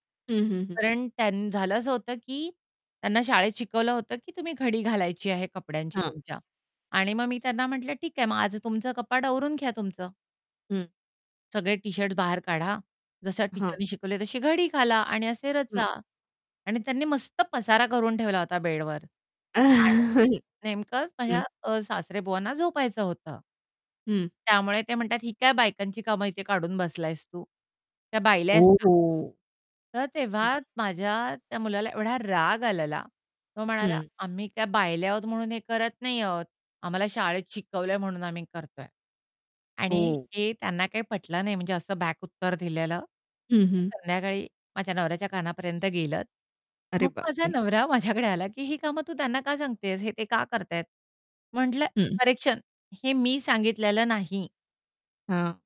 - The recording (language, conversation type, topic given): Marathi, podcast, तुम्ही घरकामांमध्ये कुटुंबाला कसे सामील करता?
- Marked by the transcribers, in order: static; in English: "टीचरनी"; laughing while speaking: "आहं"; distorted speech; laughing while speaking: "माझा नवरा माझ्याकडे आला"; surprised: "अरे बाप रे!"; in English: "करेक्शन"